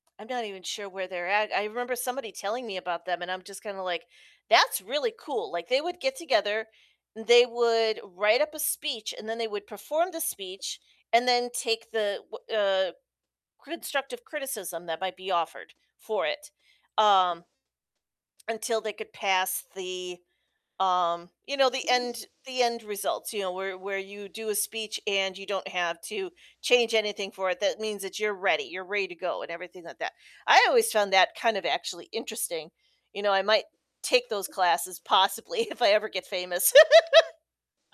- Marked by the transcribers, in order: other background noise; background speech; tapping; chuckle; laugh
- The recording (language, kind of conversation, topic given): English, unstructured, What would you say to someone who is afraid of failing in public?